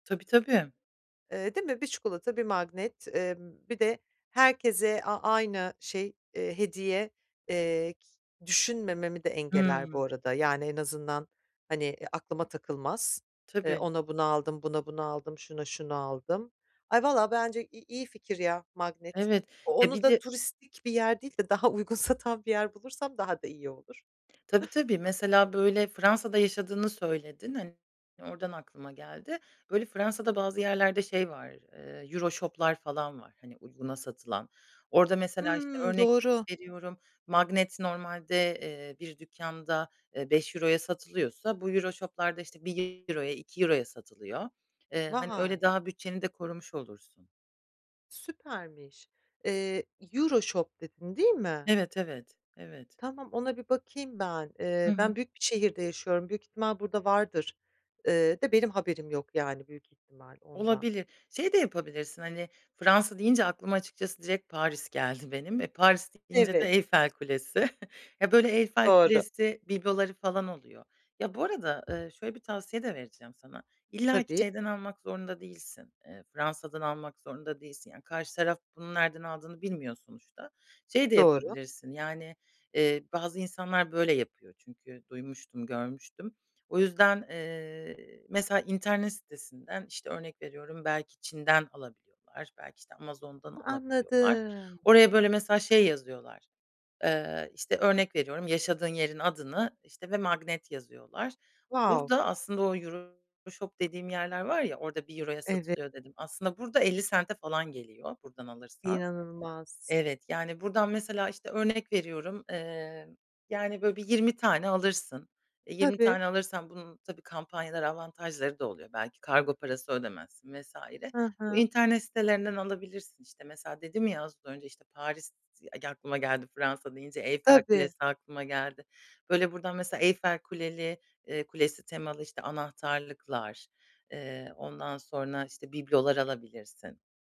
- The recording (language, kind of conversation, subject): Turkish, advice, Sevdiklerime uygun ve özel bir hediye seçerken nereden başlamalıyım?
- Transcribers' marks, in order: "engeller" said as "engeler"; chuckle; in English: "EuroShop'lar"; in English: "EuroShop'larda"; in English: "Euroshop"; laughing while speaking: "Eyfel Kulesi"; tapping; in English: "Wow"; in English: "Euroshop"; unintelligible speech